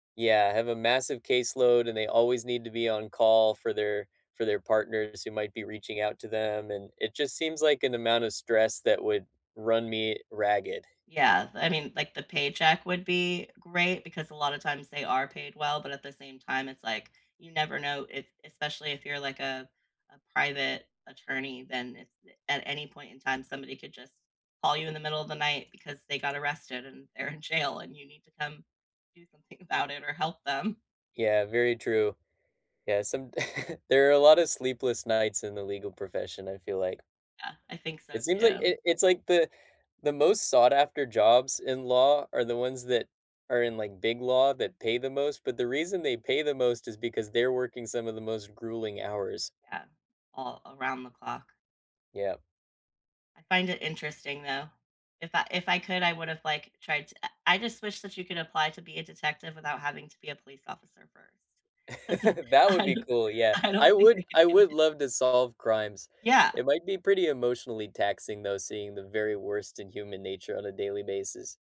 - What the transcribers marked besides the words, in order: laughing while speaking: "they're"; laughing while speaking: "them"; laugh; laugh; laughing while speaking: "I don't I don't think I could do it"
- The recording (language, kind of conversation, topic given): English, unstructured, Beyond the paycheck, how do you decide what makes a job worth the money for you?
- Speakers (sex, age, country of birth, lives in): female, 40-44, United States, United States; male, 25-29, United States, United States